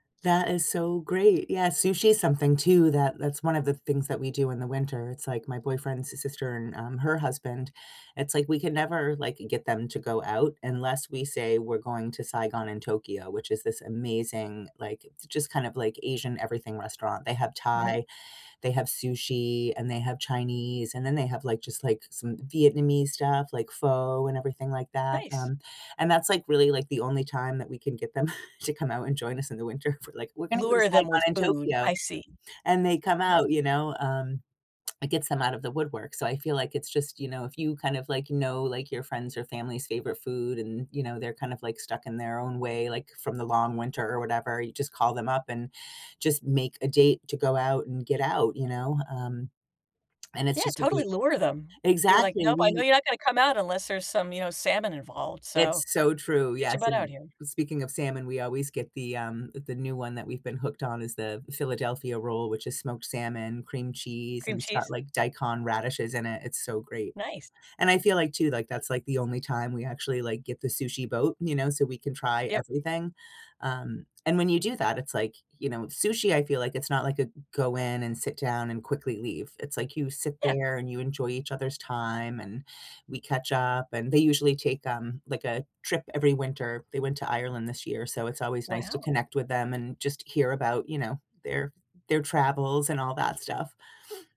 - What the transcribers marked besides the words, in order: chuckle; laughing while speaking: "We're"; other background noise; background speech
- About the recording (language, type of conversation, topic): English, unstructured, How do you think food brings people together?
- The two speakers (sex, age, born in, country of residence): female, 45-49, United States, United States; female, 50-54, United States, United States